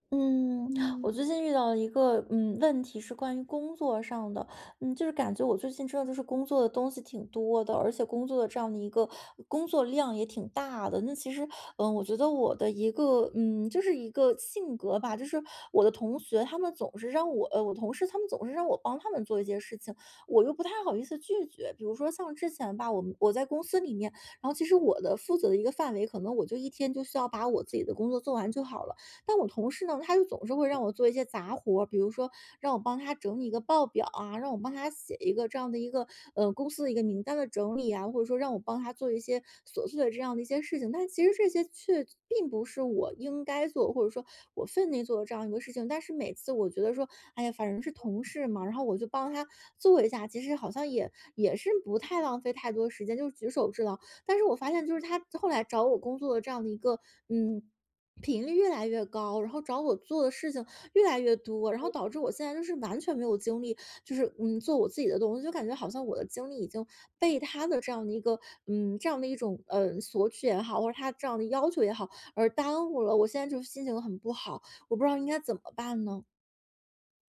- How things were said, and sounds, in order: other background noise; swallow
- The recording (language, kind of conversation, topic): Chinese, advice, 我工作量太大又很难拒绝别人，精力很快耗尽，该怎么办？